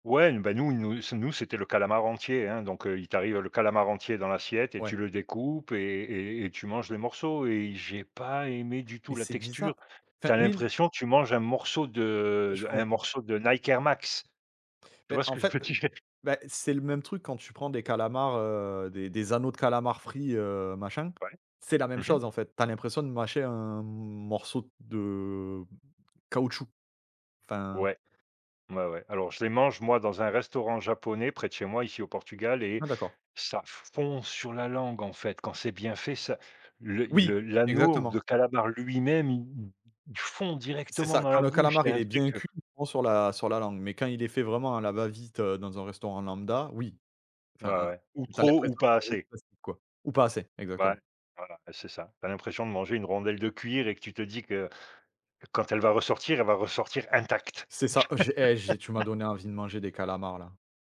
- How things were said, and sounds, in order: laughing while speaking: "que je veux dire ?"; stressed: "fond"; laugh
- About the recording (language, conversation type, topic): French, unstructured, Quelle texture alimentaire trouves-tu la plus dégoûtante ?